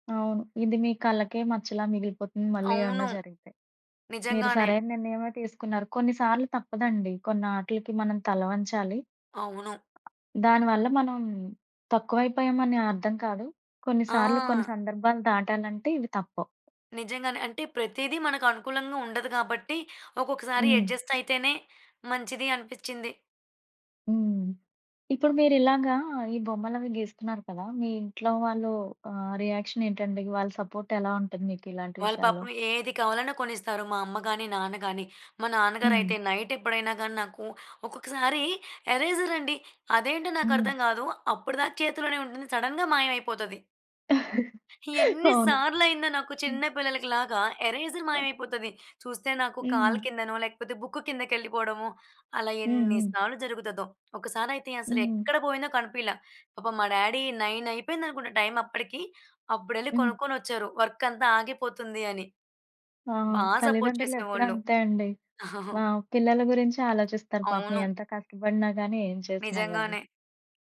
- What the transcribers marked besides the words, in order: tapping; in English: "సడన్‌గా"; laugh; in English: "ఎరేజర్"; other noise; in English: "డ్యాడీ"; in English: "సపోర్ట్"; chuckle
- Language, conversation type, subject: Telugu, podcast, మీ మొదటి ఉద్యోగం గురించి చెప్పగలరా?